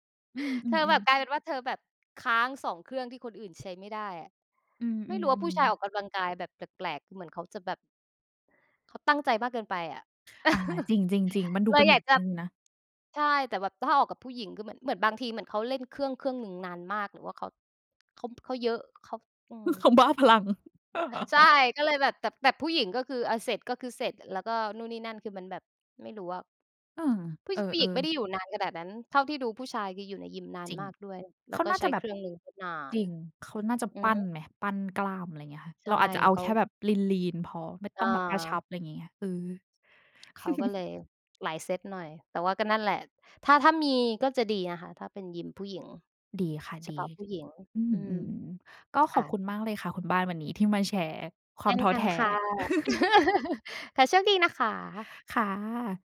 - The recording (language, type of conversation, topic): Thai, unstructured, เคยรู้สึกท้อแท้ไหมเมื่อพยายามลดน้ำหนักแล้วไม่สำเร็จ?
- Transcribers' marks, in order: chuckle; unintelligible speech; chuckle; laugh; other noise; chuckle; laugh